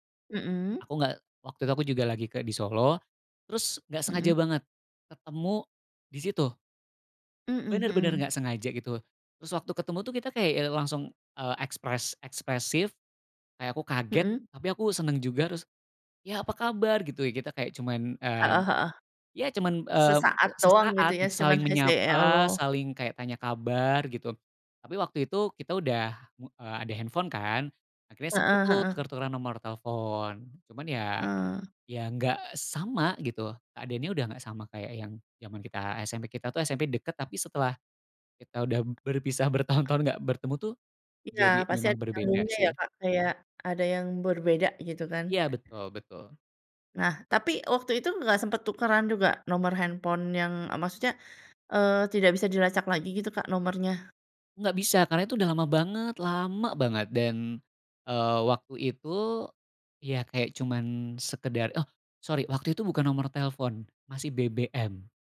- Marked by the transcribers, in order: in English: "say hello"; tapping; other background noise
- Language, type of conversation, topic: Indonesian, podcast, Lagu apa yang selalu membuat kamu merasa nostalgia, dan mengapa?